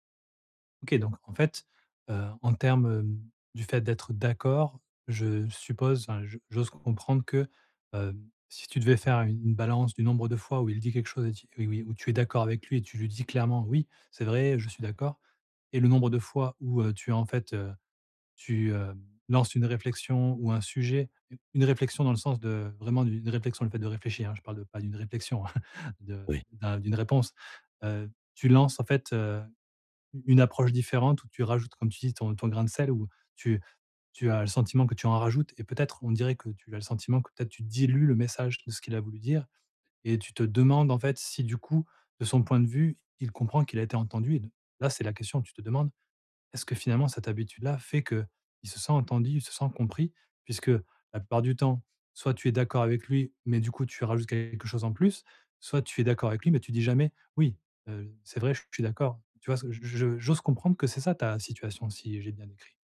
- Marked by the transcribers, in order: stressed: "d'accord"; other background noise; stressed: "Oui"; chuckle; stressed: "dilues"
- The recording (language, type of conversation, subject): French, advice, Comment puis-je m’assurer que l’autre se sent vraiment entendu ?